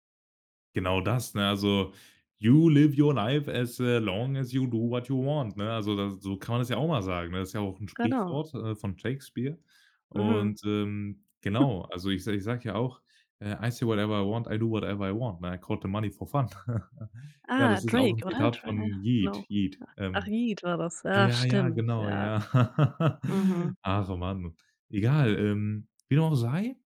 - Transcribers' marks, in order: in English: "You live your life as … what you want"; chuckle; in English: "I see whatever I want, I do whatever I want"; in English: "Quote the money for fun"; chuckle; laugh
- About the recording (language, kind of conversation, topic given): German, podcast, Welches Spielzeug war dein ständiger Begleiter?